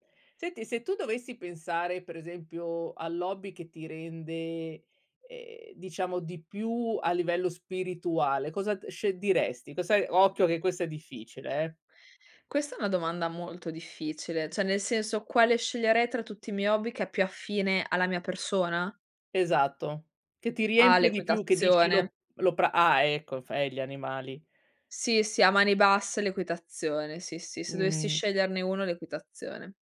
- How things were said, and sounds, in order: "Cioè" said as "ceh"
- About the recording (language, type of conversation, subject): Italian, podcast, Come trovi l’equilibrio tra lavoro e hobby creativi?